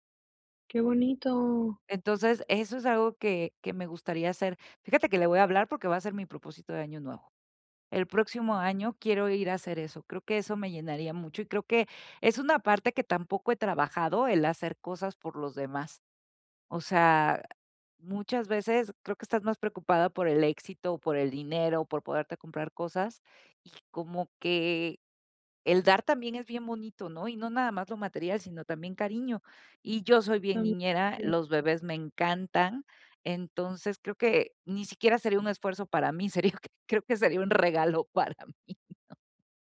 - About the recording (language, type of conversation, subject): Spanish, advice, ¿Cómo puedo encontrar un propósito fuera del trabajo?
- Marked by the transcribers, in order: laughing while speaking: "sería"; chuckle; laughing while speaking: "para mí, ¿no?"